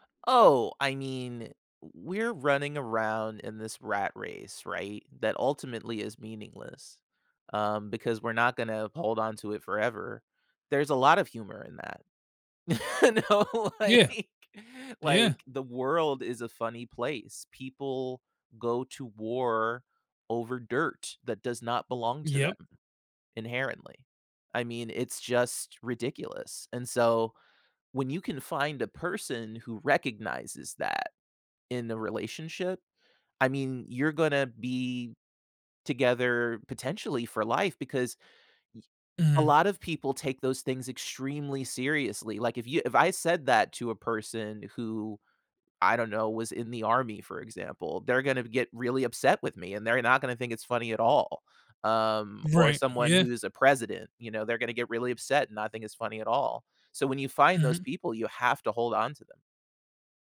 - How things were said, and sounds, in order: laugh; laughing while speaking: "Know like"
- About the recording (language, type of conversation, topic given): English, unstructured, How can we use shared humor to keep our relationship close?